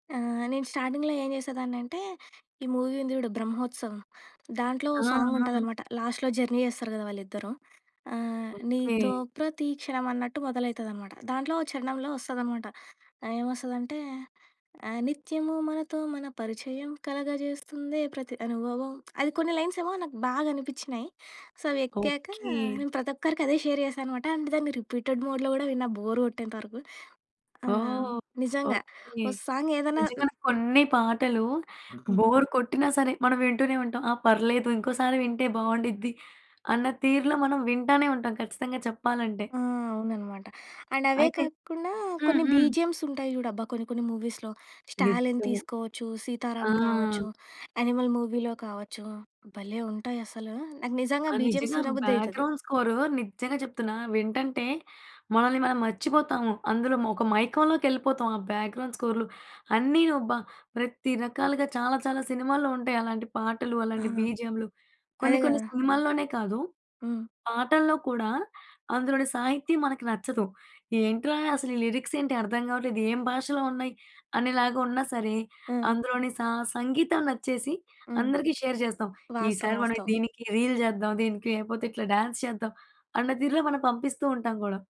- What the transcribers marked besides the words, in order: in English: "స్టార్టింగ్‌లో"; in English: "మూవీ"; in English: "లాస్ట్‌లో జర్నీ"; singing: "నీతో ప్రతి క్షణం"; singing: "నిత్యము మనతో మన పరిచయం, కలగ చేస్తుందే ప్రతి అనుభవం"; tapping; in English: "సో"; in English: "షేర్"; in English: "అండ్"; in English: "రిపీటెడ్ మోడ్‍లో"; in English: "సాంగ్"; in English: "బోర్"; in English: "అండ్"; other background noise; in English: "మూవీస్‍లో"; background speech; in English: "మూవీలో"; in English: "బీజీఎమ్స్"; in English: "బ్యాక్‍గ్రౌండ్"; in English: "బ్యాక్‌గ్రౌండ్"; in English: "షేర్"; in English: "రీల్"; in English: "డ్యాన్స్"
- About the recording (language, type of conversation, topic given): Telugu, podcast, మీరు కలిసి పంచుకునే పాటల జాబితాను ఎలా తయారుచేస్తారు?